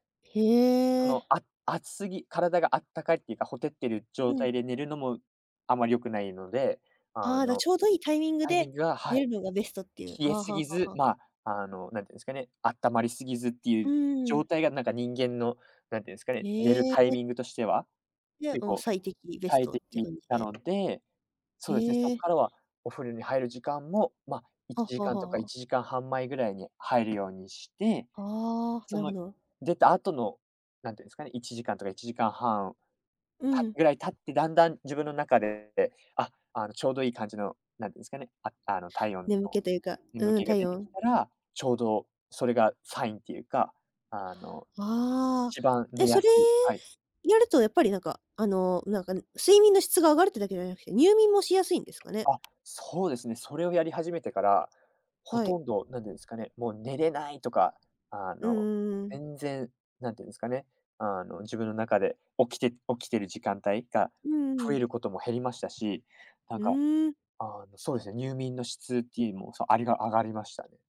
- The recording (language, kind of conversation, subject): Japanese, podcast, 睡眠の質を上げるために、普段どんなことを心がけていますか？
- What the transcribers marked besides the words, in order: tapping